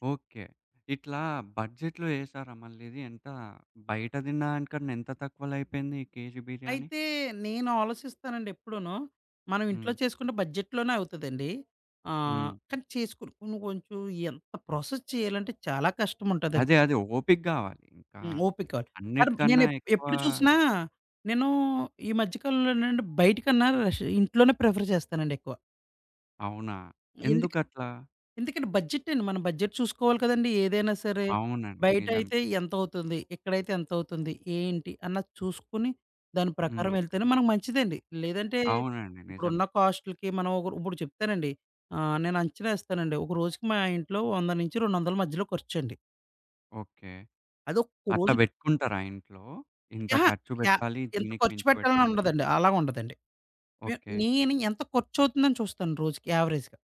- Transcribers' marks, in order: in English: "బడ్జెట్‌లో"; other background noise; in English: "బడ్జెట్‌లోనే"; in English: "ప్రాసెస్"; in English: "ప్రిఫర్"; in English: "బడ్జెట్"; in English: "యావరేజ్‌గా"
- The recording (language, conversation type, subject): Telugu, podcast, సాధారణ పదార్థాలతో ఇంట్లోనే రెస్టారెంట్‌లాంటి రుచి ఎలా తీసుకురాగలరు?